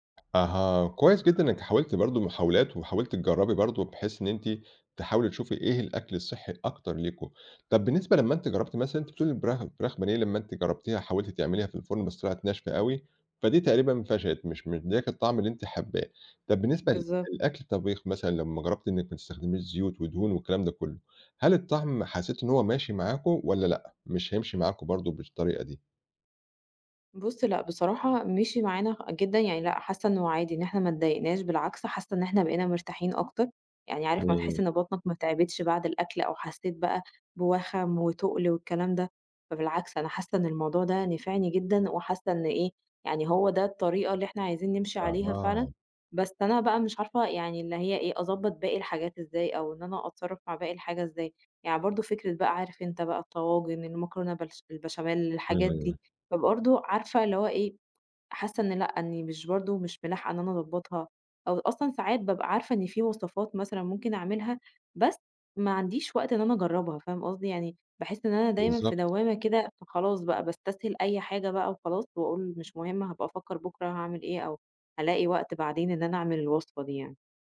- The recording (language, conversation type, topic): Arabic, advice, إزاي أقدر أخطط لوجبات صحية مع ضيق الوقت والشغل؟
- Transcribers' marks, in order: tapping; other background noise; "الفراخ" said as "البراخ"